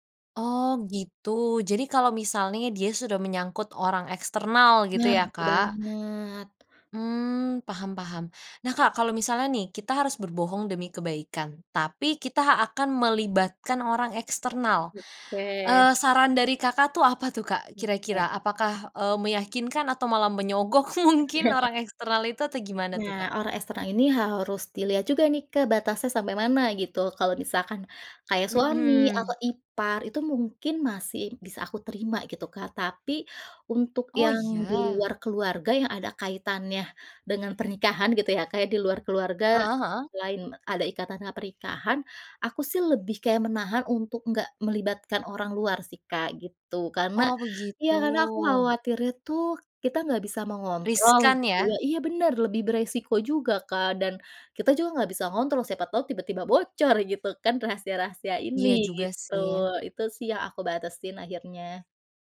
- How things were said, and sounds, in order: laughing while speaking: "mungkin"; chuckle
- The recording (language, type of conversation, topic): Indonesian, podcast, Apa pendapatmu tentang kebohongan demi kebaikan dalam keluarga?